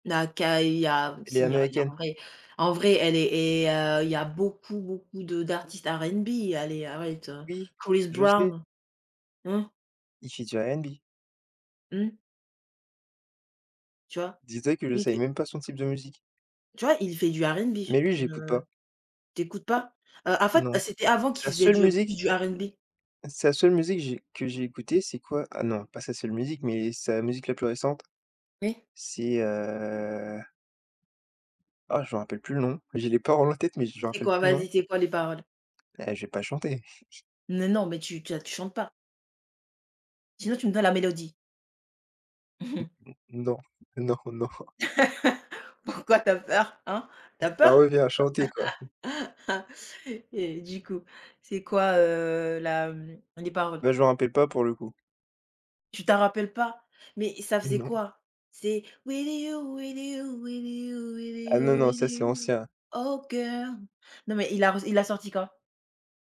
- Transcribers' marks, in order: tapping; drawn out: "heu"; chuckle; chuckle; laughing while speaking: "non, non"; chuckle; laugh; laugh; laughing while speaking: "Non"; in English: "With you, with you, with you, with you, with you. Oh girl !"; singing: "With you, with you, with you, with you, with you. Oh girl !"
- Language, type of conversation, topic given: French, unstructured, Pourquoi, selon toi, certaines chansons deviennent-elles des tubes mondiaux ?